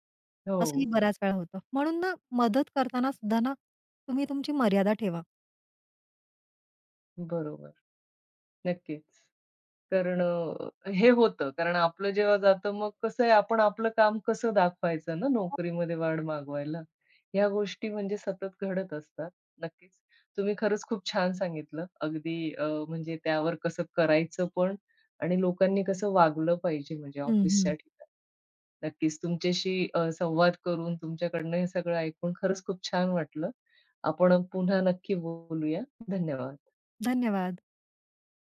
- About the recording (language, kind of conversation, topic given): Marathi, podcast, नोकरीत पगारवाढ मागण्यासाठी तुम्ही कधी आणि कशी चर्चा कराल?
- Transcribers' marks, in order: background speech; other background noise; tapping; other noise